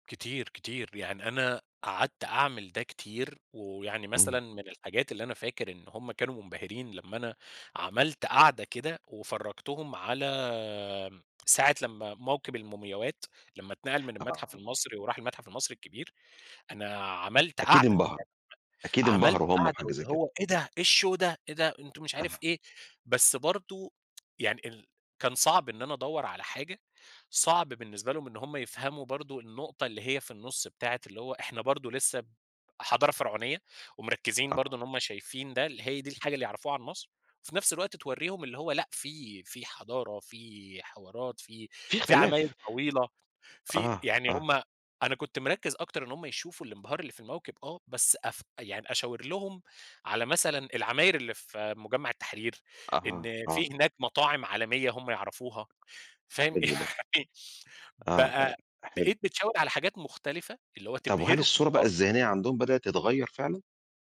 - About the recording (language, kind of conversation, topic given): Arabic, podcast, إزاي بتتعاملوا مع الصور النمطية عن ناس من ثقافتكم؟
- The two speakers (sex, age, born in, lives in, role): male, 30-34, Egypt, Romania, guest; male, 45-49, Egypt, Egypt, host
- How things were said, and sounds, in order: unintelligible speech; in English: "الshow"; laughing while speaking: "يعني"